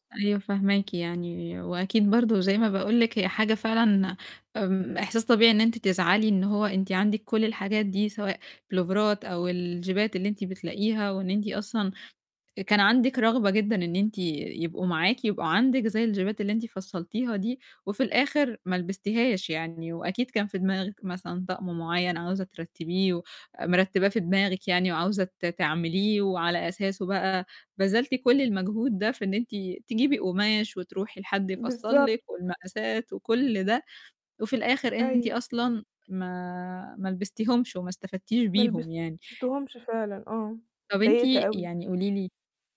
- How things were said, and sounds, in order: distorted speech
- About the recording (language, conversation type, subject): Arabic, advice, إزاي أعرف لو أنا محتاج الحاجة دي بجد ولا مجرد رغبة قبل ما أشتريها؟
- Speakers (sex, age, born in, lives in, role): female, 20-24, Egypt, Egypt, advisor; female, 20-24, Egypt, Egypt, user